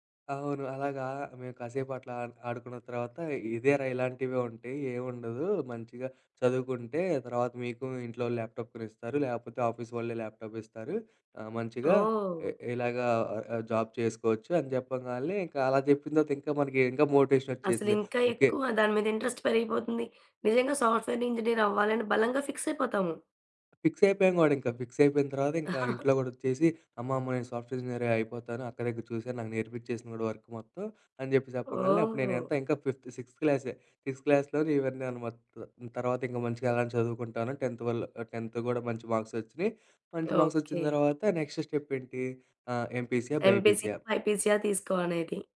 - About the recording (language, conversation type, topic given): Telugu, podcast, కెరీర్‌లో మార్పు చేసినప్పుడు మీ కుటుంబం, స్నేహితులు ఎలా స్పందించారు?
- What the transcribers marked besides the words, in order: in English: "ల్యాప్‌టాప్"; in English: "ఆఫీస్"; in English: "జాబ్"; in English: "మోటివేషన్"; in English: "ఇంట్రెస్ట్"; in English: "సాఫ్ట్‌వేర్ ఇంజనీర్"; tapping; chuckle; in English: "సాఫ్ట్‌వేర్ ఇంజినీర్‌గా"; in English: "వర్క్"; in English: "ఫిఫ్త్ సిక్స్త్"; in English: "సిక్స్త్ క్లాస్‌లోని"; in English: "టెన్త్"; in English: "టెన్త్"; in English: "మార్క్స్"; in English: "మార్క్స్"; in English: "నెక్స్ట్ స్టెప్"; in English: "ఎంపీసీ"